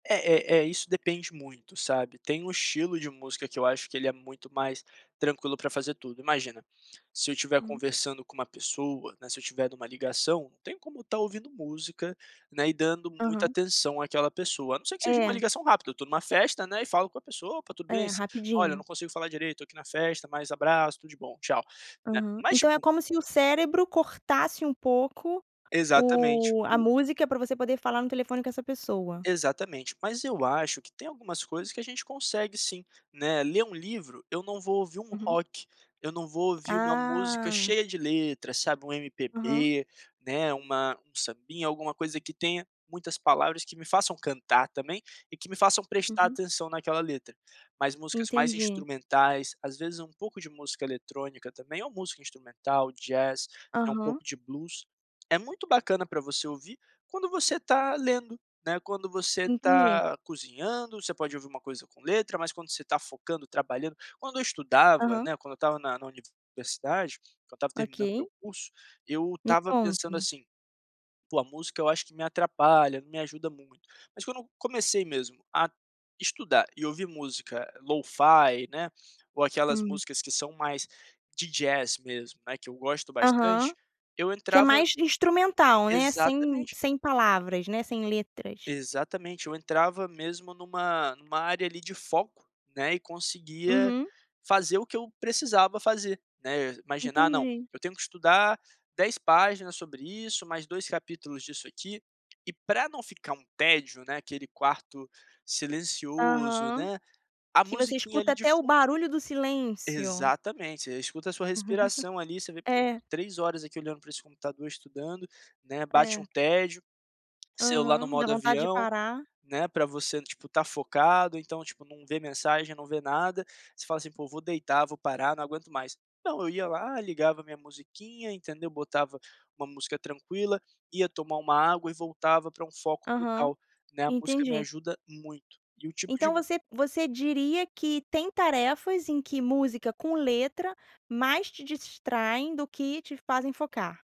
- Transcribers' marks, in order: tapping; "Poxa" said as "Pô"; in English: "LoFi"; chuckle; unintelligible speech; "Poxa" said as "Pô"
- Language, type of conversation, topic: Portuguese, podcast, Que tipo de som ou de música ajuda você a se concentrar?